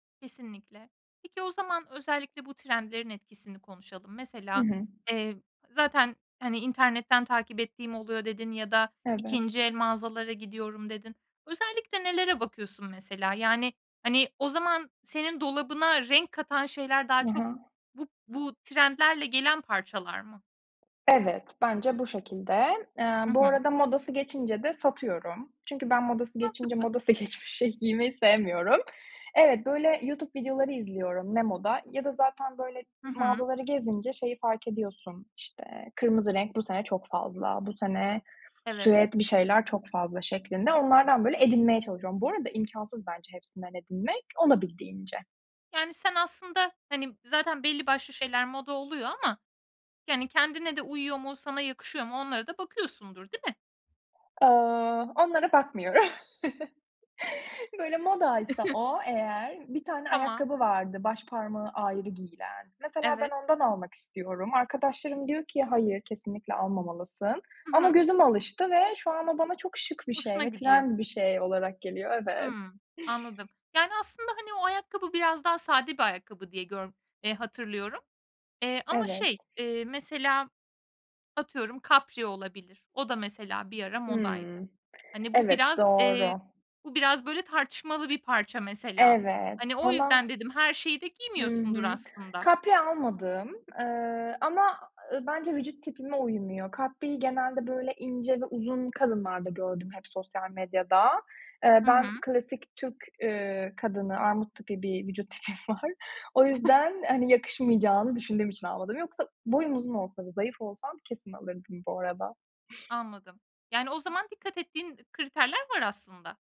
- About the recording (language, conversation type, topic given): Turkish, podcast, Trendlerle kişisel tarzını nasıl dengeliyorsun?
- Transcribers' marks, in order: tapping; laughing while speaking: "modası geçmiş şeyi giymeyi sevmiyorum"; other background noise; chuckle; chuckle; other noise; drawn out: "Evet"; laughing while speaking: "vücut tipim var"; chuckle